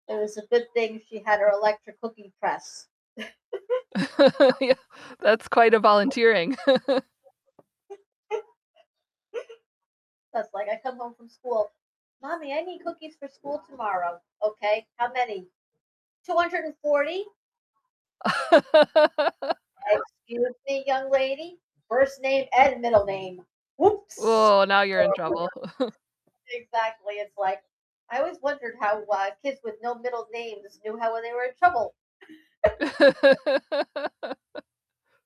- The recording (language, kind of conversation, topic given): English, unstructured, Have you ever come across an item that unexpectedly brought back memories?
- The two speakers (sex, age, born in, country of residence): female, 40-44, United States, United States; female, 55-59, United States, United States
- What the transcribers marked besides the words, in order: distorted speech; laugh; laughing while speaking: "Yeah"; laugh; background speech; laugh; laugh; tapping; other background noise; laugh; unintelligible speech; chuckle; laugh